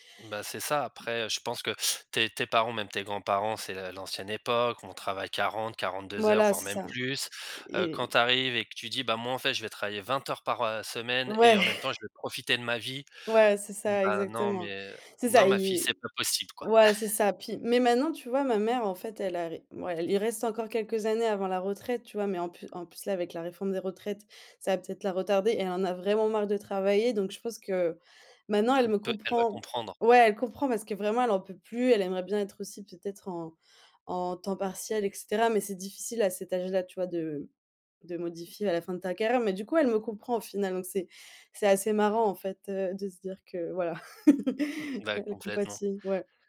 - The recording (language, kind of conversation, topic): French, podcast, Comment ta famille réagit-elle quand tu choisis une voie différente ?
- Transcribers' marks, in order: other background noise; chuckle; chuckle